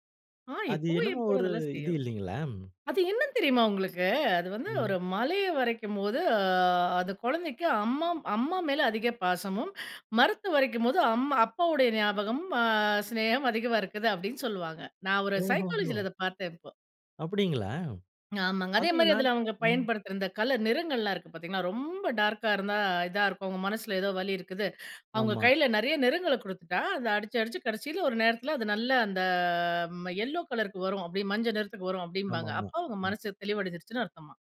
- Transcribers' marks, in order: "வரையும்" said as "வரைக்கும்"; "வரையும்" said as "வரைக்கும்"; in English: "சைக்காலஜில"; drawn out: "அந்த"
- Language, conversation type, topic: Tamil, podcast, சுயமாகக் கற்றுக்கொண்ட ஒரு திறனைப் பெற்றுக்கொண்ட ஆரம்பப் பயணத்தைப் பற்றி சொல்லுவீங்களா?